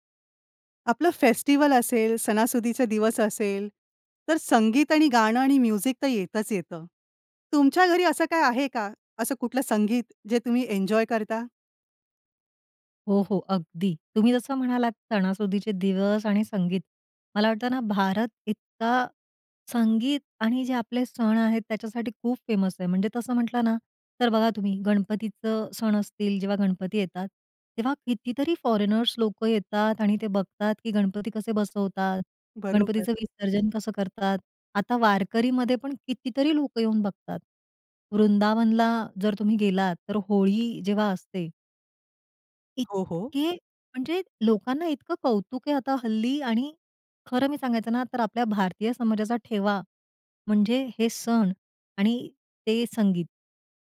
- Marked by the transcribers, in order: in English: "म्युझिक"; tapping
- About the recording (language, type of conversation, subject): Marathi, podcast, सण-उत्सवांमुळे तुमच्या घरात कोणते संगीत परंपरेने टिकून राहिले आहे?